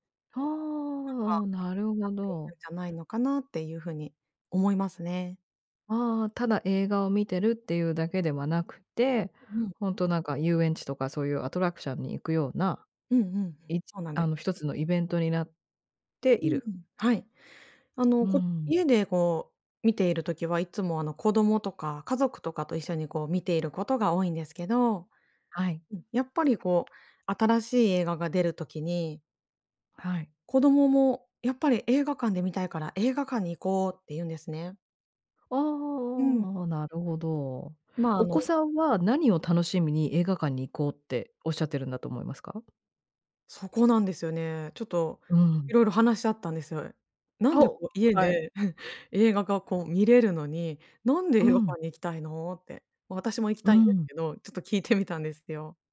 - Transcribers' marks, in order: tapping; chuckle; laughing while speaking: "聞いてみたんですよ"
- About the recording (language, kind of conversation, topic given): Japanese, podcast, 配信の普及で映画館での鑑賞体験はどう変わったと思いますか？
- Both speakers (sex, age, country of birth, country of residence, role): female, 40-44, Japan, Japan, guest; female, 45-49, Japan, United States, host